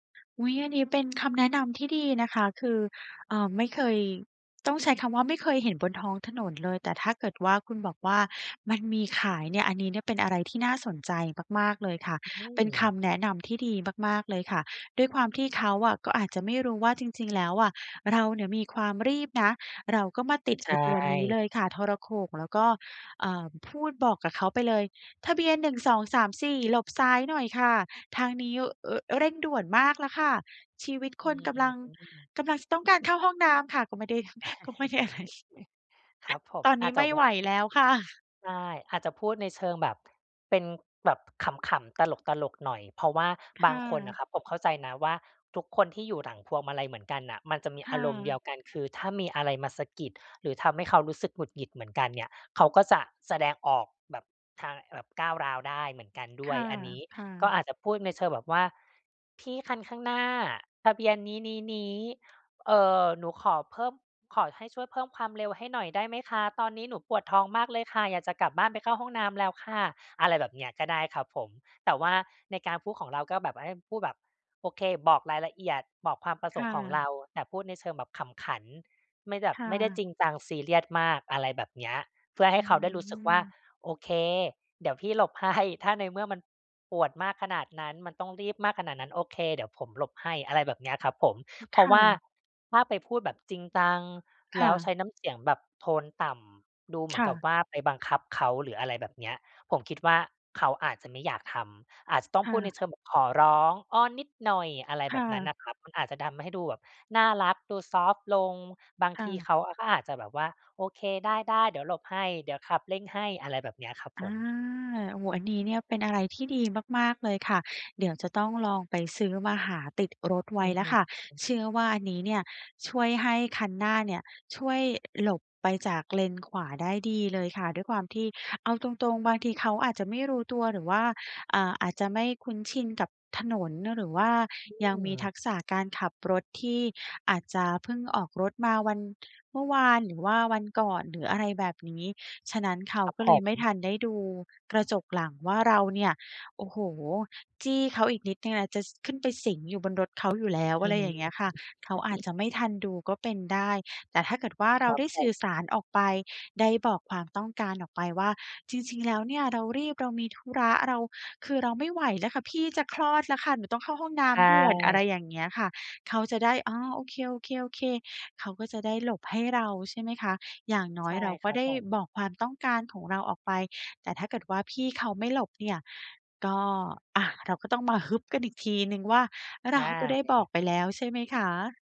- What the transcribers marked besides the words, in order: other background noise; chuckle; laughing while speaking: "อะไร"; chuckle; tapping
- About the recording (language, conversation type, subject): Thai, advice, ฉันควรเริ่มจากตรงไหนเพื่อหยุดวงจรพฤติกรรมเดิม?